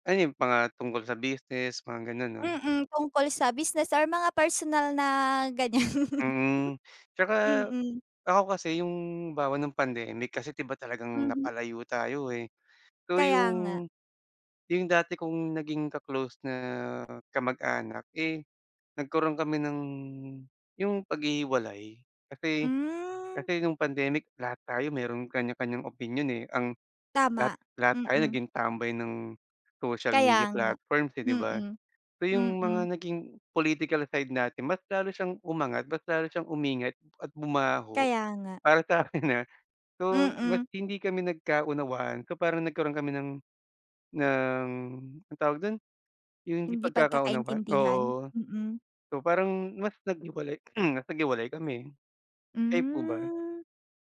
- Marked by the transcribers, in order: laughing while speaking: "ganyan"
- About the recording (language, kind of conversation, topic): Filipino, unstructured, Paano nakaaapekto ang midyang panlipunan sa ating pakikisalamuha?